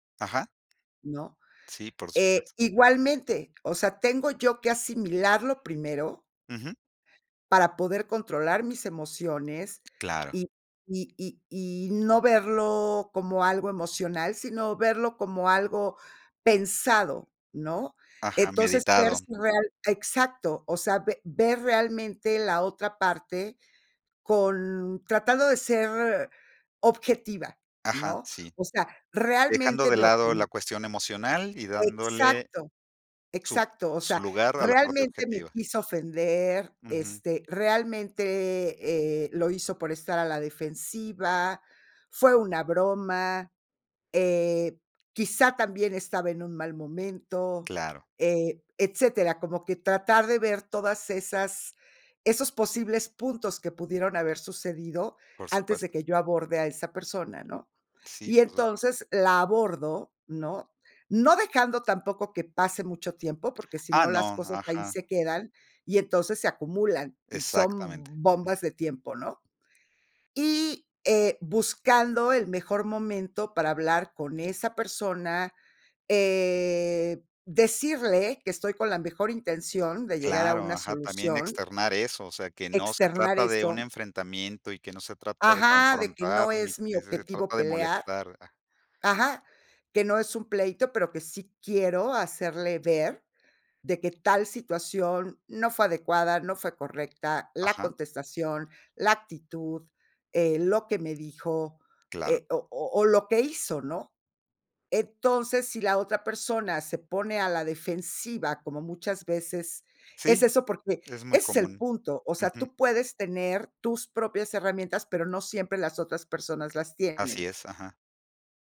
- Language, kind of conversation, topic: Spanish, podcast, ¿Qué consejos darías para mejorar la comunicación familiar?
- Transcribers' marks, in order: none